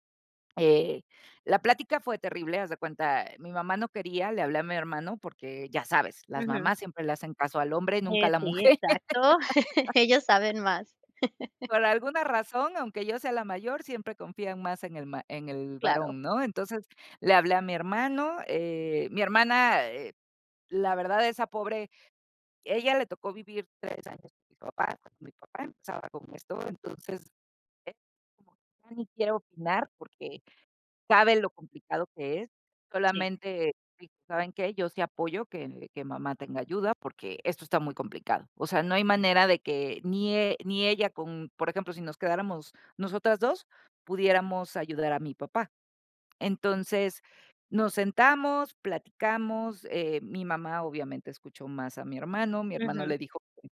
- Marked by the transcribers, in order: chuckle; laughing while speaking: "mujer"; laugh
- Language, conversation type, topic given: Spanish, podcast, ¿Cómo decides si cuidar a un padre mayor en casa o buscar ayuda externa?